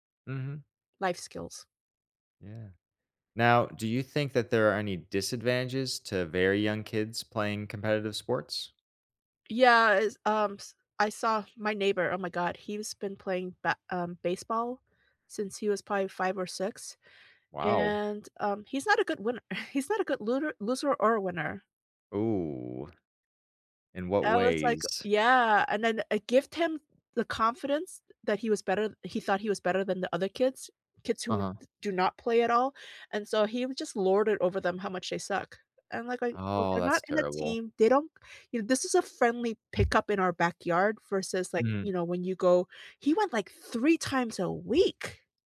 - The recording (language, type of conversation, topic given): English, unstructured, How can I use school sports to build stronger friendships?
- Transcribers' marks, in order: scoff